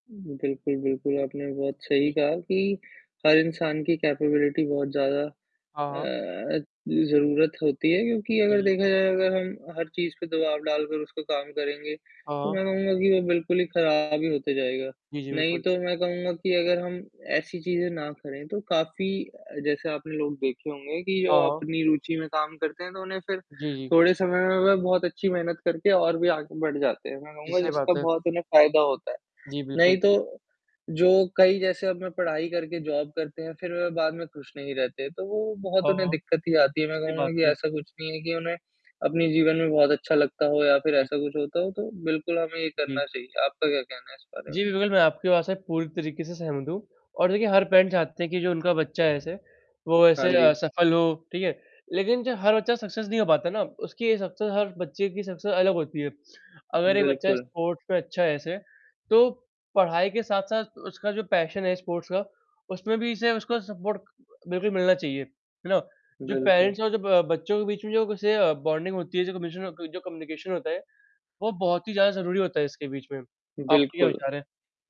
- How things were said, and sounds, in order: static; in English: "केपेबिलिटी"; distorted speech; tapping; in English: "जॉब"; in English: "पैरेंट"; in English: "सक्सेस"; in English: "सक्सेस"; in English: "सक्सेस"; in English: "स्पोर्ट्स"; in English: "पैशन"; in English: "स्पोर्ट्स"; in English: "सपोर्ट"; in English: "पेरेंट्स"; in English: "बॉन्डिंग"; in English: "कम्युनिकेशन"
- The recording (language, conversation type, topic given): Hindi, unstructured, क्या पढ़ाई को लेकर माता-पिता का दबाव सही होता है?